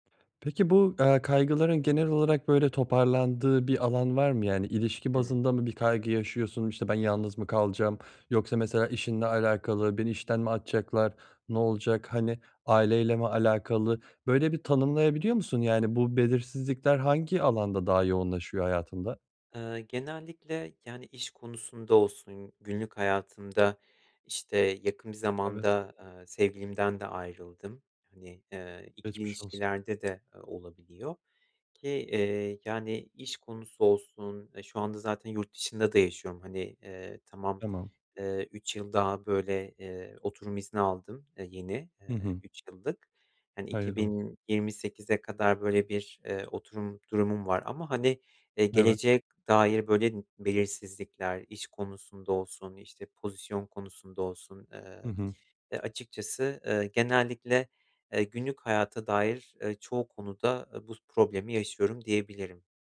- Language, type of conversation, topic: Turkish, advice, Duygusal denge ve belirsizlik
- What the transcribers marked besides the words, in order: none